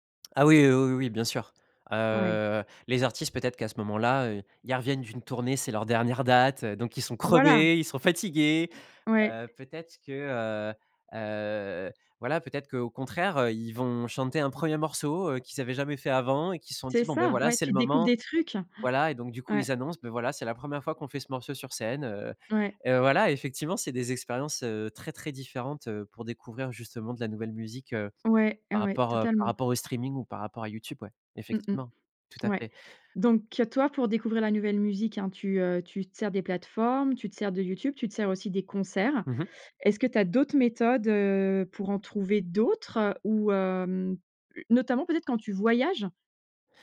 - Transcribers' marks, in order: tapping; stressed: "crevés"; stressed: "fatigués"; inhale
- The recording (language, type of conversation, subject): French, podcast, Comment trouvez-vous de nouvelles musiques en ce moment ?